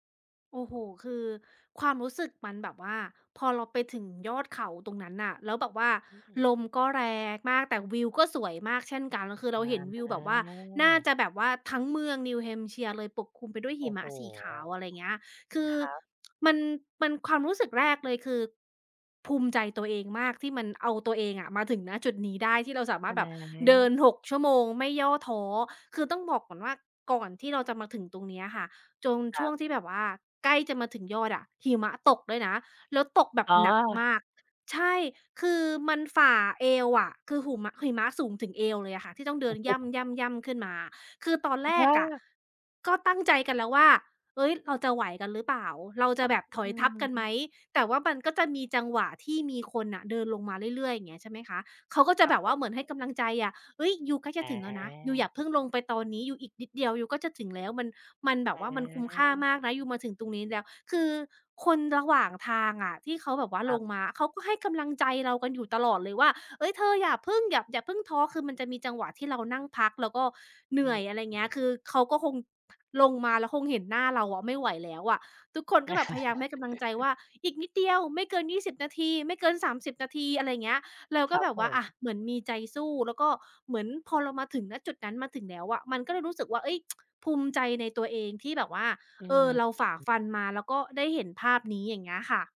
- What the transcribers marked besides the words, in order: tapping; "เช่นกัน" said as "เช่นกัง"; tsk; other background noise; chuckle; tsk
- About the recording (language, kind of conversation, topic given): Thai, podcast, ทริปเดินป่าที่ประทับใจที่สุดของคุณเป็นอย่างไร?